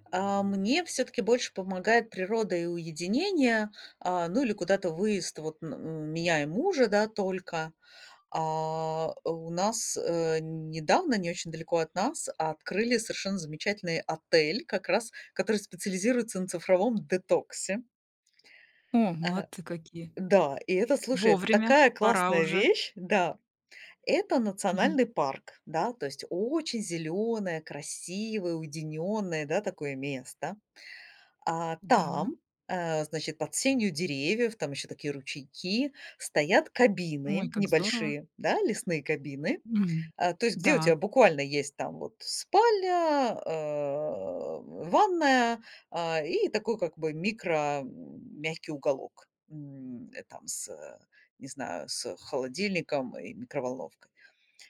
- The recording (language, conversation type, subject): Russian, podcast, Что для тебя значит цифровой детокс и как ты его проводишь?
- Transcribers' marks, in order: other noise